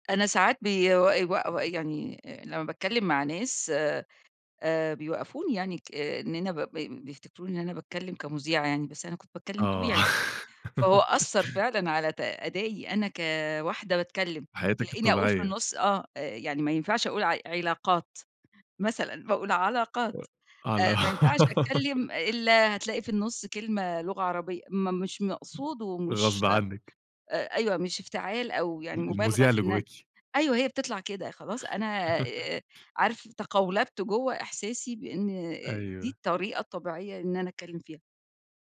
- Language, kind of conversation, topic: Arabic, podcast, إزاي اكتشفت شغفك الحقيقي؟
- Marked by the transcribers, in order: tapping; laugh; laugh; other background noise; laugh